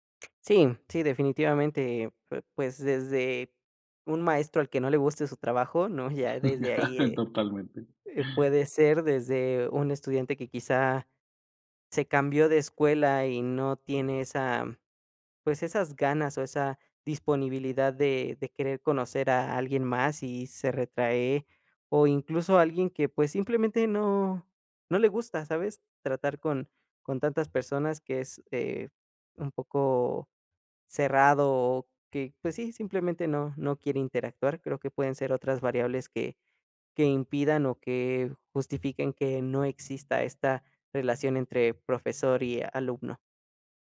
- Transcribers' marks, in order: laugh; chuckle; other background noise; tapping
- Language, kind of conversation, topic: Spanish, podcast, ¿Qué impacto tuvo en tu vida algún profesor que recuerdes?